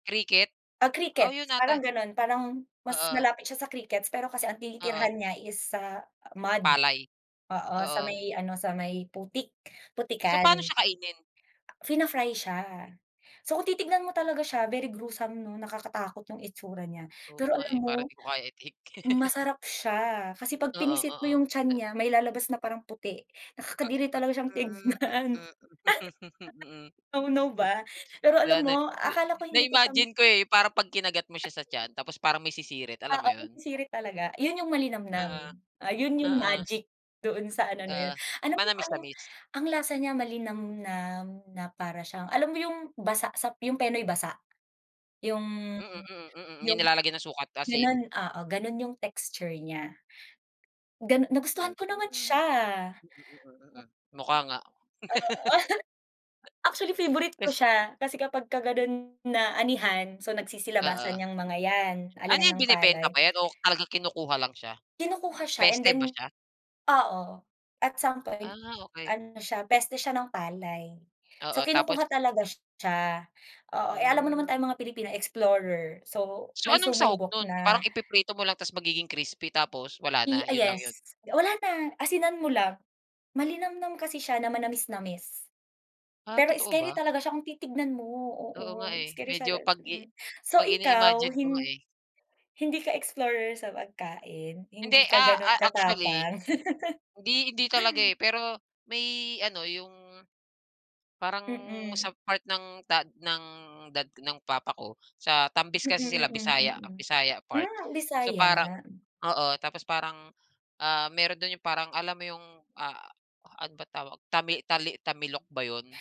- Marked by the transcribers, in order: in English: "mud"; in English: "very gruesome"; chuckle; chuckle; unintelligible speech; chuckle; chuckle
- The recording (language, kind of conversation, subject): Filipino, unstructured, May mga pagkaing iniiwasan ka ba dahil natatakot kang magkasakit?